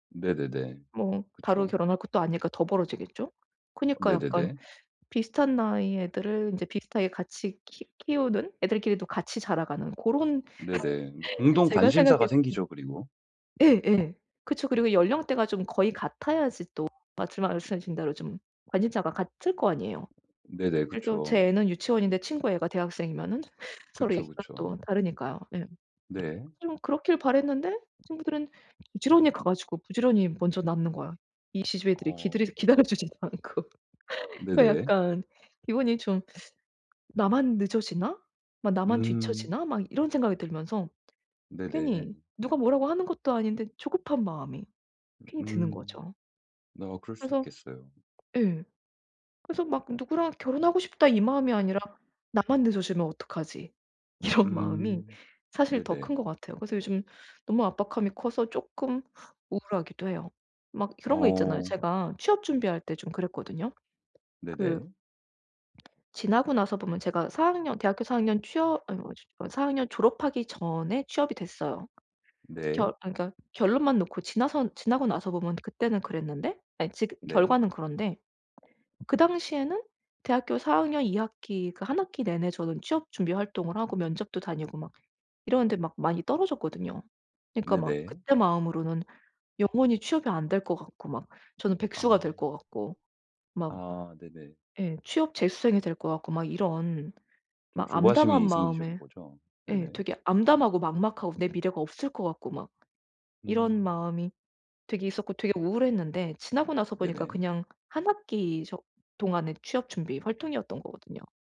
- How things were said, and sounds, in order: tapping; other background noise; laugh; "계집애" said as "지지배"; laughing while speaking: "기다려주지도 않고"; laughing while speaking: "이런"; "생기신" said as "생기션"
- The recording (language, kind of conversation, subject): Korean, advice, 동년배와 비교될 때 결혼과 경력 때문에 느끼는 압박감을 어떻게 줄일 수 있을까요?